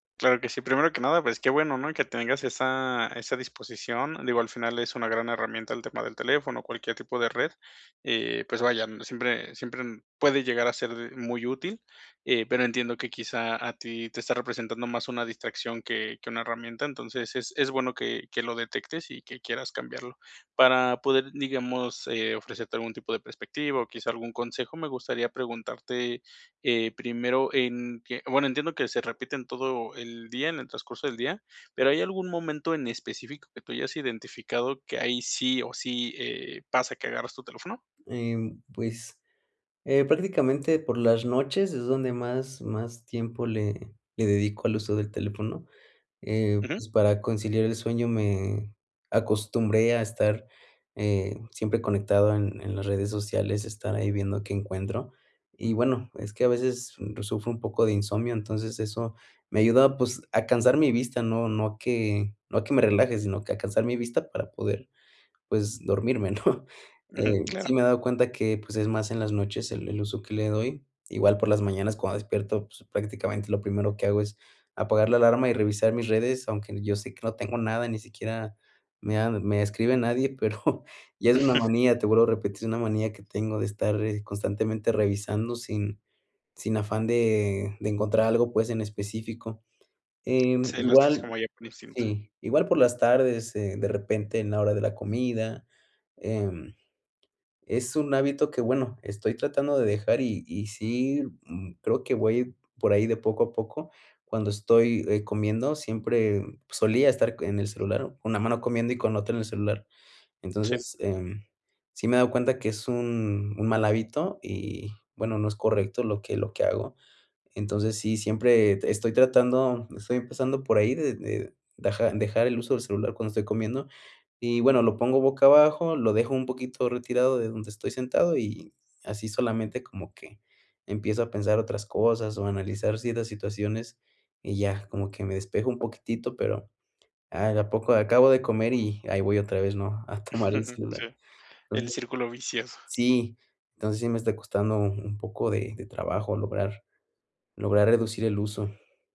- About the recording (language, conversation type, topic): Spanish, advice, ¿Cómo puedo reducir el uso del teléfono y de las redes sociales para estar más presente?
- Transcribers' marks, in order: laughing while speaking: "Ujú"; laughing while speaking: "pero"; other background noise; chuckle